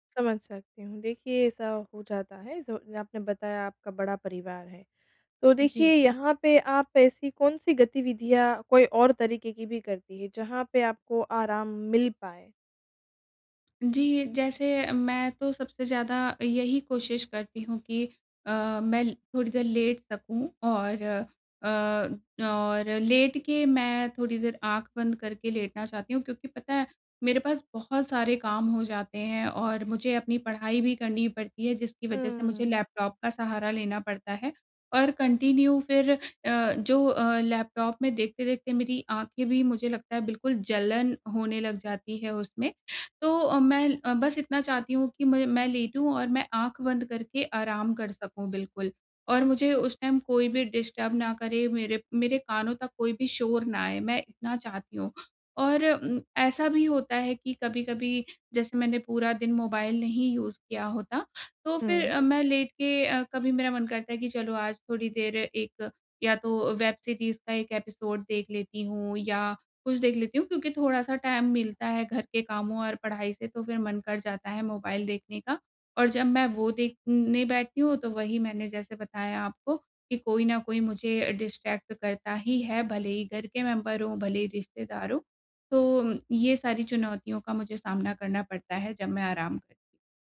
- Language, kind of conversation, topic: Hindi, advice, घर पर आराम करने में आपको सबसे ज़्यादा किन चुनौतियों का सामना करना पड़ता है?
- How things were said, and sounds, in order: in English: "कन्टिन्यू"; in English: "टाइम"; in English: "डिस्टर्ब"; in English: "यूज़"; in English: "एपिसोड"; in English: "टाइम"; in English: "डिस्ट्रैक्ट"; in English: "मेम्बर"